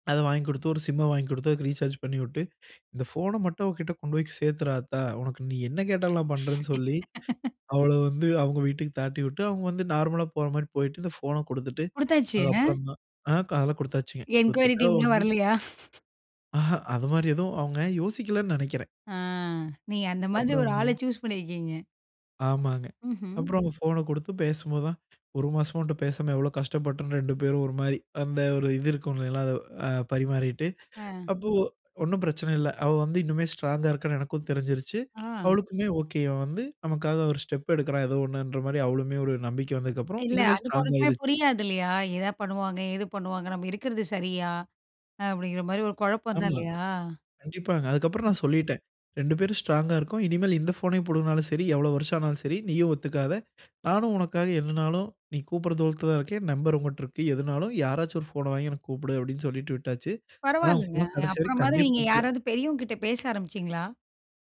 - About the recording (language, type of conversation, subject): Tamil, podcast, காதல் விஷயத்தில் குடும்பம் தலையிடும்போது நீங்கள் என்ன நினைக்கிறீர்கள்?
- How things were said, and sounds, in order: in English: "சிம்ம"; in English: "ரீசார்ஜ்"; laugh; tapping; laughing while speaking: "என்குயரி டீம்லாம் வர்லயா?"; in English: "என்குயரி டீம்லாம்"; other background noise; in English: "சூஸ்"; in English: "ஸ்டெப்"; other noise